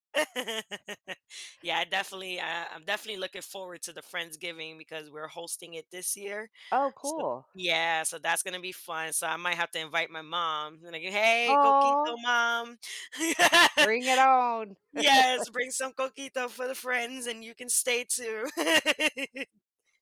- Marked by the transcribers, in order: laugh; laughing while speaking: "Yeah"; chuckle; laugh
- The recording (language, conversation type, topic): English, unstructured, How do food traditions help shape our sense of identity and belonging?
- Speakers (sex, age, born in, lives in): female, 30-34, United States, United States; female, 55-59, United States, United States